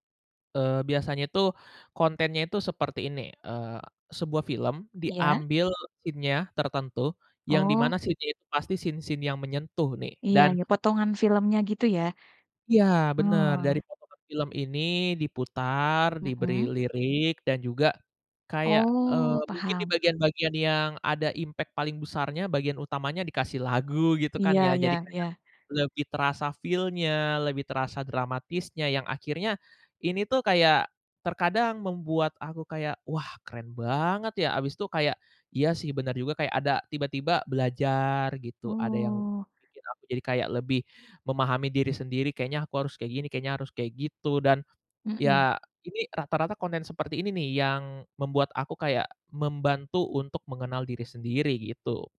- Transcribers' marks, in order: in English: "scene-nya"; in English: "scene-nya"; in English: "scene-scene"; other background noise; in English: "impact"; in English: "feel-nya"
- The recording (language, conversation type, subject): Indonesian, podcast, Bagaimana media dapat membantu kita lebih mengenal diri sendiri?